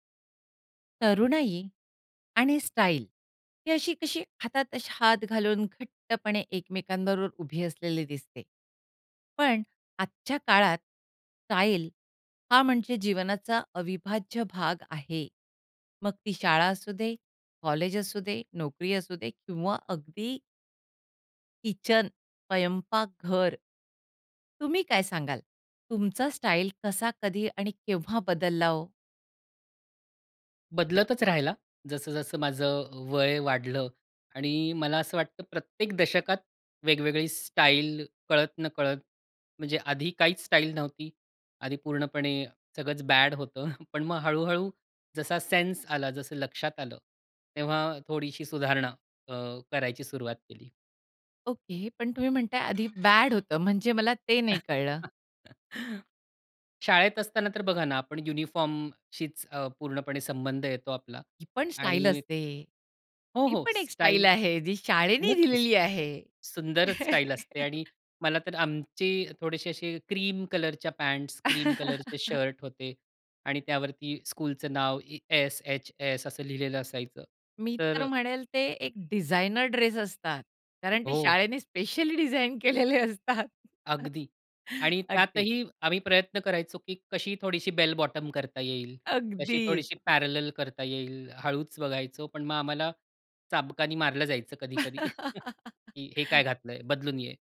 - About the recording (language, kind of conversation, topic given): Marathi, podcast, तुझी शैली आयुष्यात कशी बदलत गेली?
- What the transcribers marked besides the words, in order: in English: "बॅड"; chuckle; in English: "सेन्स"; other background noise; chuckle; in English: "युनिफॉर्मशीच"; laughing while speaking: "ती पण एक स्टाईल आहे जी शाळेने दिलेली आहे"; chuckle; chuckle; in English: "स्कूलचं"; laughing while speaking: "कारण ते शाळेने स्पेशली डिझाइन केलेले असतात"; chuckle; in English: "बेल बॉटम"; in English: "पॅरॅलल"; chuckle